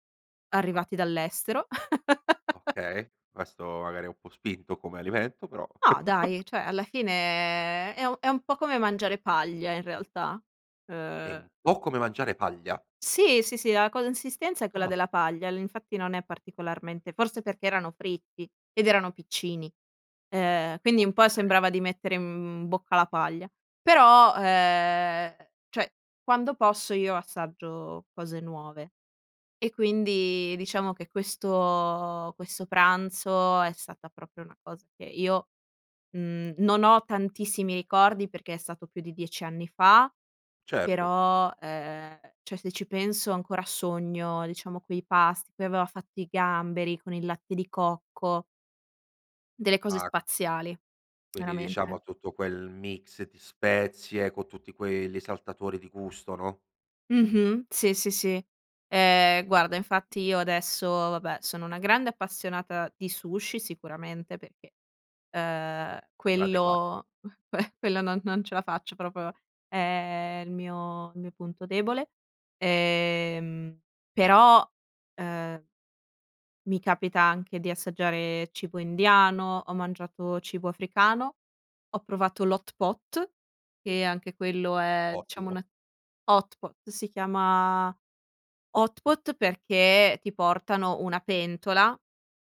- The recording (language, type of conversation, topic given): Italian, podcast, Qual è un piatto che ti ha fatto cambiare gusti?
- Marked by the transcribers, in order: chuckle; chuckle; other background noise; tapping; chuckle; "proprio" said as "propro"